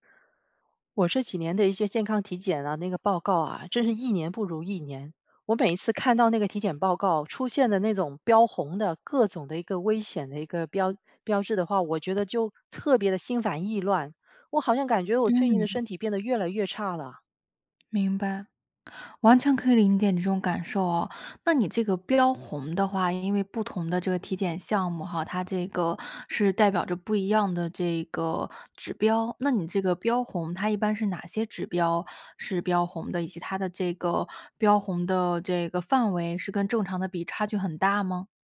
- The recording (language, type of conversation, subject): Chinese, advice, 当你把身体症状放大时，为什么会产生健康焦虑？
- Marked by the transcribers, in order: other background noise